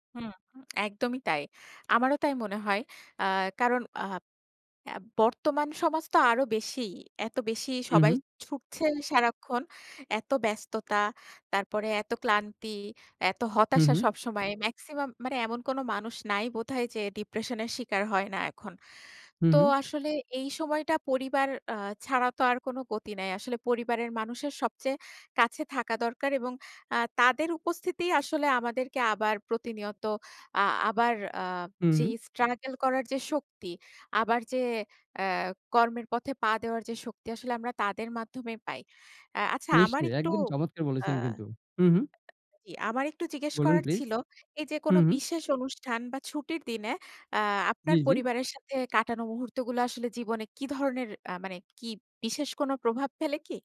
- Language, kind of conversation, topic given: Bengali, unstructured, আপনি কীভাবে পরিবারের সঙ্গে বিশেষ মুহূর্ত কাটান?
- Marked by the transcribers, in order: none